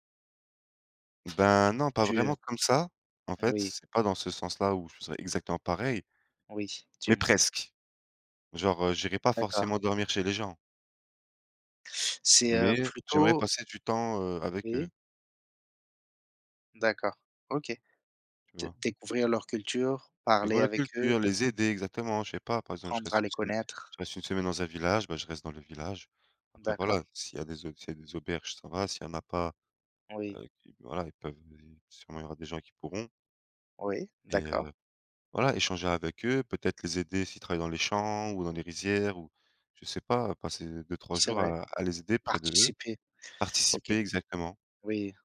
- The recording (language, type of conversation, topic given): French, unstructured, Quels rêves aimerais-tu vraiment réaliser un jour ?
- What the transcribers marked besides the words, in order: other background noise; tapping; stressed: "presque"